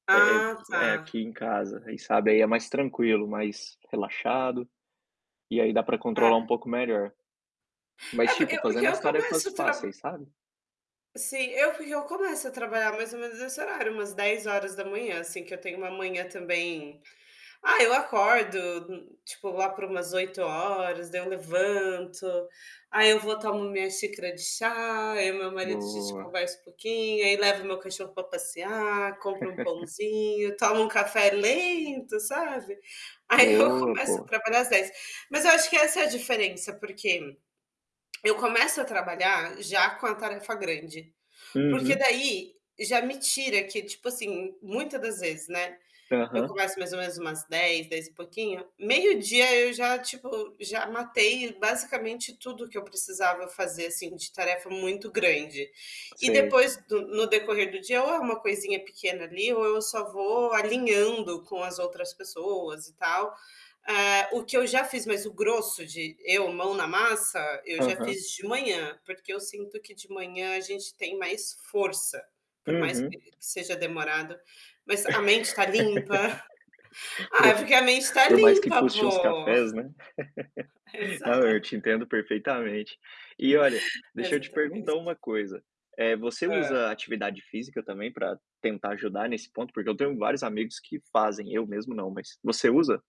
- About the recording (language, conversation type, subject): Portuguese, unstructured, Você tem algum hábito que ajuda a manter o foco?
- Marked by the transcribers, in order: tapping; other background noise; chuckle; laughing while speaking: "Aí eu começo"; lip smack; laugh; chuckle; laugh; laughing while speaking: "Exato"; distorted speech